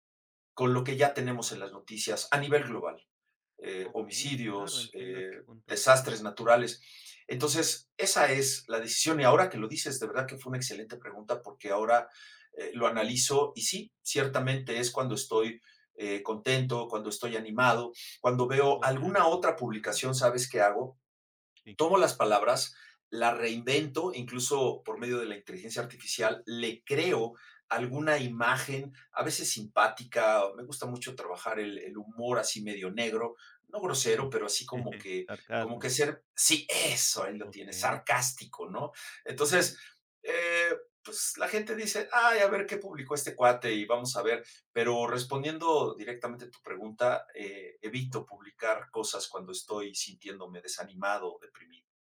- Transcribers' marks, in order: chuckle; other noise
- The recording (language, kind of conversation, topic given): Spanish, podcast, ¿Qué te motiva a compartir tus creaciones públicamente?